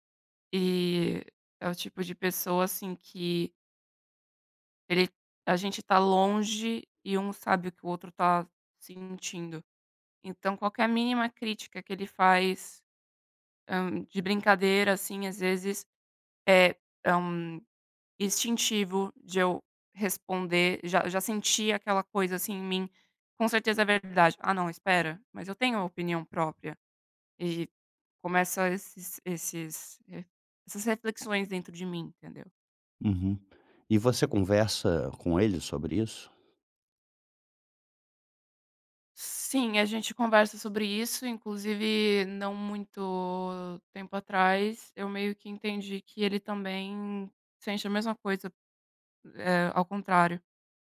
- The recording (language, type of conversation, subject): Portuguese, advice, Como posso parar de me culpar demais quando recebo críticas?
- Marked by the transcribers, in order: none